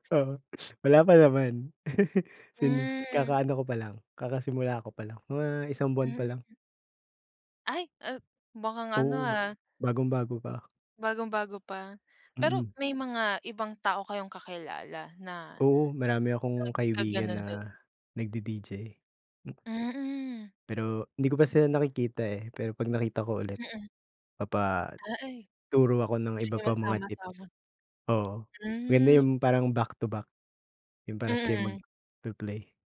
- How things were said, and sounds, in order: laugh; other background noise; tapping
- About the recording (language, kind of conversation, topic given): Filipino, unstructured, Ano ang pinaka-nakakatuwang nangyari sa iyo habang ginagawa mo ang paborito mong libangan?